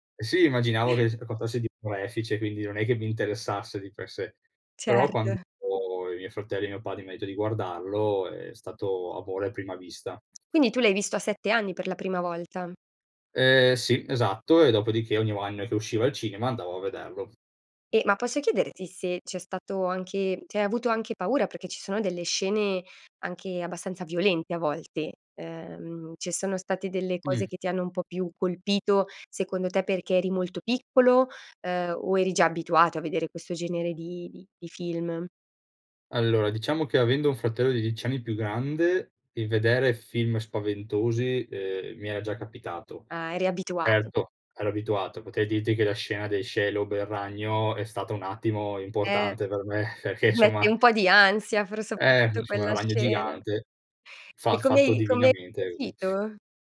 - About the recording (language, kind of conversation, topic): Italian, podcast, Raccontami del film che ti ha cambiato la vita
- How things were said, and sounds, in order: chuckle; unintelligible speech; "anno" said as "uanno"; "cioè" said as "ceh"; laughing while speaking: "perché"